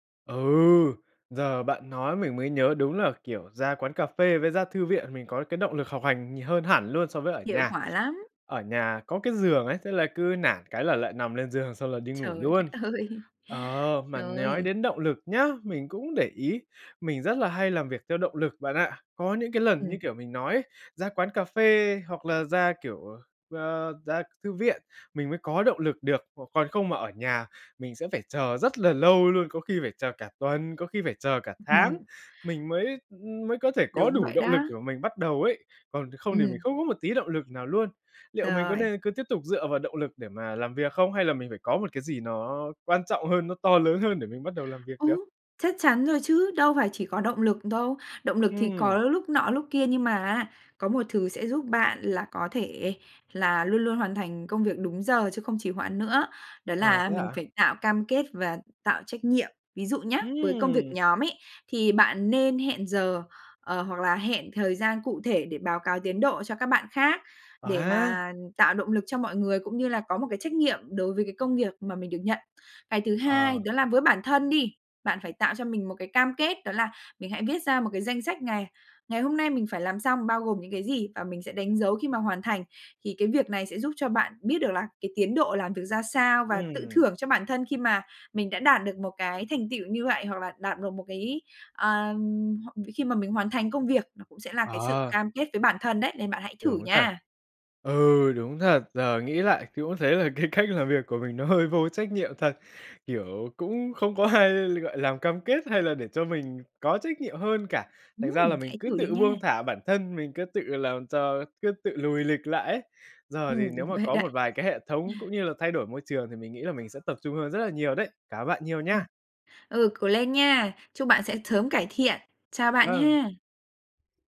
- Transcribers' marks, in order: other background noise; laughing while speaking: "ơi"; tapping; laughing while speaking: "cái cách"; laughing while speaking: "ai"; laughing while speaking: "vậy"; other noise; "sớm" said as "thớm"
- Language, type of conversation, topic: Vietnamese, advice, Làm thế nào để tránh trì hoãn công việc khi tôi cứ để đến phút cuối mới làm?